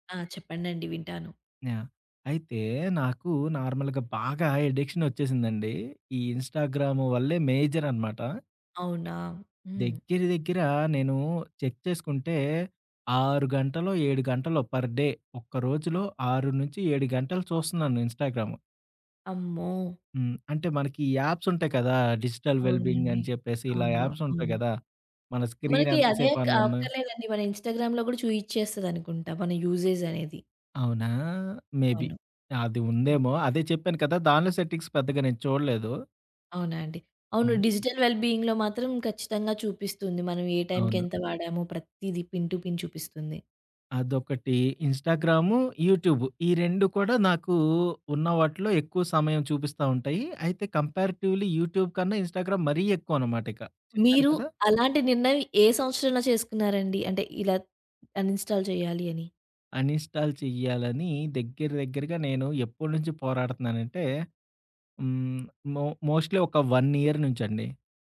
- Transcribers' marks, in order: in English: "నార్మల్‌గా"; in English: "చెక్"; in English: "పర్ డే"; in English: "డిజిటల్ వెల్బింగ్"; other background noise; in English: "స్క్రీన్"; in English: "ఆన్"; in English: "ఇన్‌స్టాగ్రామ్‌లో"; in English: "యూజెజ్"; in English: "మేబీ"; in English: "సెట్టింగ్స్"; in English: "డిజిటల్ వెల్ బీయింగ్‌లో"; in English: "ప్రతీద పిన్ టు పిన్"; in English: "కంపారిటివ్‌లి యూట్యూబ్"; in English: "ఇన్‌స్టాగ్రామ్"; in English: "అన్‌ఇన్‌స్టాల్"; in English: "అన్‌ఇన్‌స్టాల్"; in English: "మో మోస్ట్‌ల్లీ"; in English: "వన్ ఇయర్"
- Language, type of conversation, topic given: Telugu, podcast, స్మార్ట్‌ఫోన్ లేదా సామాజిక మాధ్యమాల నుంచి కొంత విరామం తీసుకోవడం గురించి మీరు ఎలా భావిస్తారు?